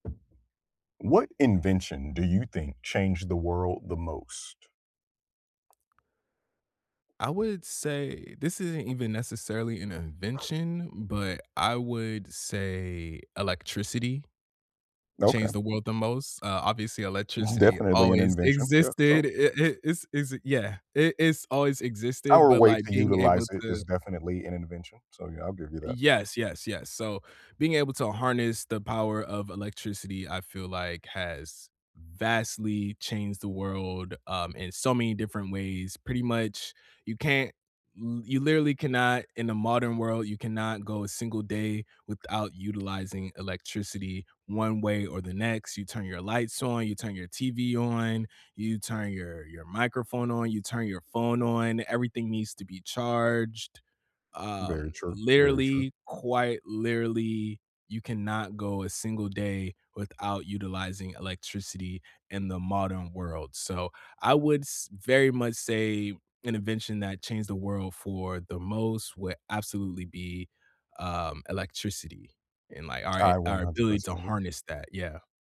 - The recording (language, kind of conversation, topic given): English, unstructured, What invention do you think changed the world the most?
- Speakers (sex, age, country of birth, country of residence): male, 30-34, United States, United States; male, 35-39, United States, United States
- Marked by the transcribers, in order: tapping; other background noise; drawn out: "say"; anticipating: "always existed"